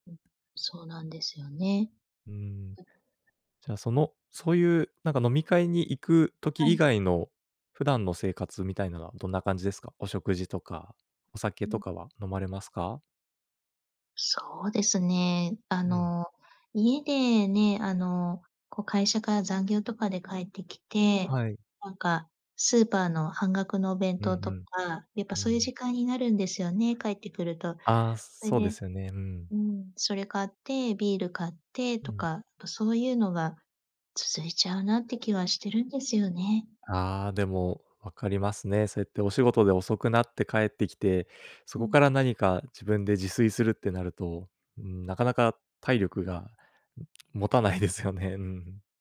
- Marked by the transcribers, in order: tapping; other background noise; laughing while speaking: "持たないですよね"
- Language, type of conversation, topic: Japanese, advice, 健康診断の結果を受けて生活習慣を変えたいのですが、何から始めればよいですか？
- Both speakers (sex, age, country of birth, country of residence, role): female, 45-49, Japan, Japan, user; male, 30-34, Japan, Japan, advisor